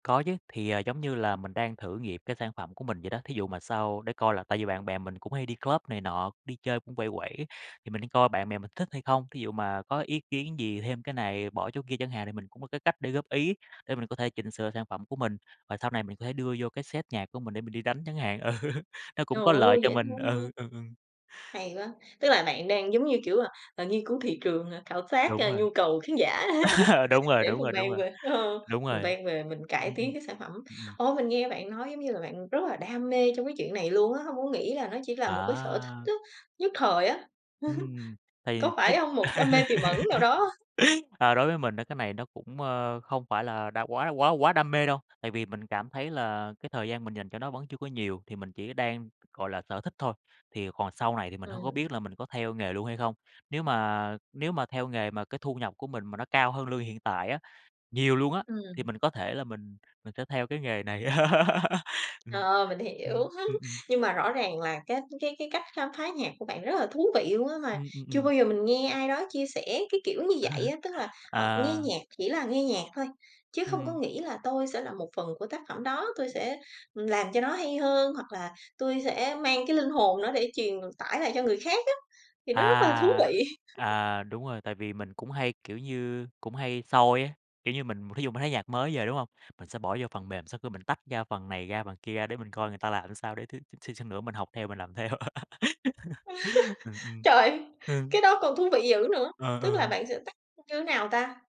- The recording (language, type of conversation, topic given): Vietnamese, podcast, Bạn thường khám phá nhạc mới bằng cách nào?
- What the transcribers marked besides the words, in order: in English: "club"; in English: "set"; laughing while speaking: "ừ"; tapping; laugh; laughing while speaking: "ờ"; laugh; chuckle; laugh; laugh; other background noise; laugh; laugh; laughing while speaking: "Trời"; laugh